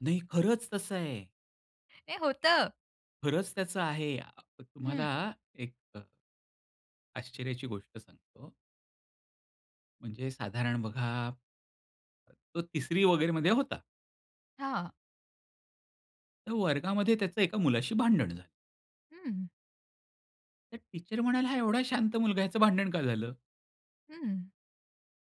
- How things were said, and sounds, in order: in English: "टीचर"
- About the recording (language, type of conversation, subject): Marathi, podcast, स्वतःच्या जोरावर एखादी नवीन गोष्ट शिकायला तुम्ही सुरुवात कशी करता?